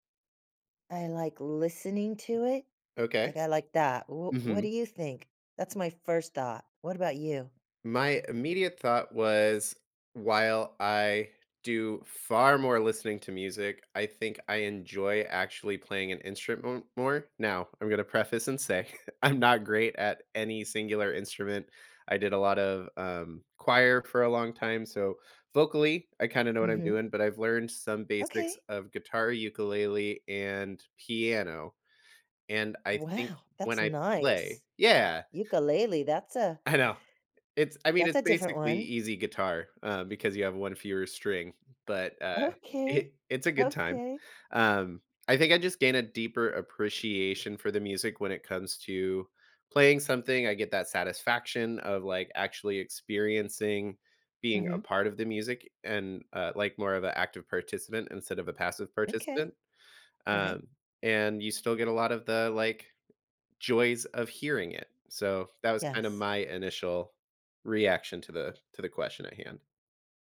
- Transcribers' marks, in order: stressed: "far"; chuckle
- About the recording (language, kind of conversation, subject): English, unstructured, Do you enjoy listening to music more or playing an instrument?
- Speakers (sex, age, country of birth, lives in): female, 60-64, United States, United States; male, 35-39, United States, United States